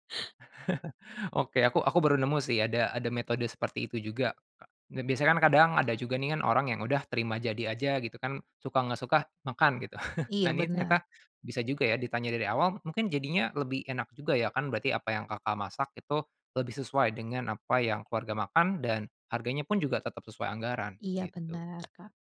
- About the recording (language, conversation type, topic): Indonesian, podcast, Apa tips praktis untuk memasak dengan anggaran terbatas?
- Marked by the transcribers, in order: chuckle; chuckle